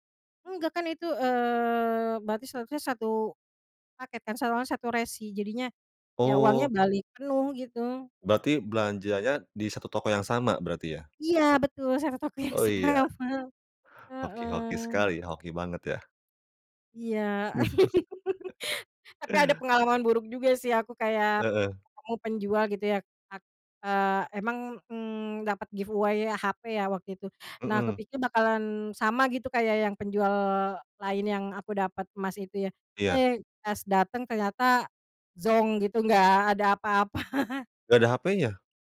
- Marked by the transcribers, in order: tapping; laughing while speaking: "yang sama"; chuckle; in English: "giveaway"; laughing while speaking: "apa-apa"
- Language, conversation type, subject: Indonesian, podcast, Apa pengalaman belanja online kamu yang paling berkesan?